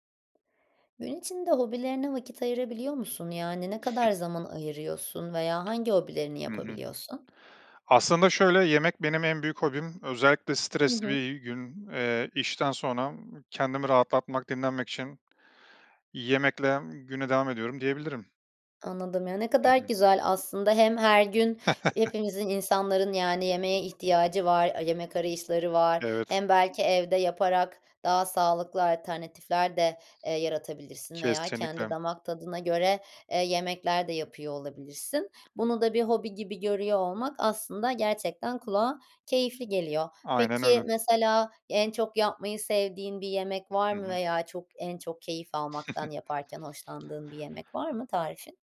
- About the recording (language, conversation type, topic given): Turkish, podcast, Hobini günlük rutinine nasıl sığdırıyorsun?
- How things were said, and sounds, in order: other noise; other background noise; chuckle; tapping; chuckle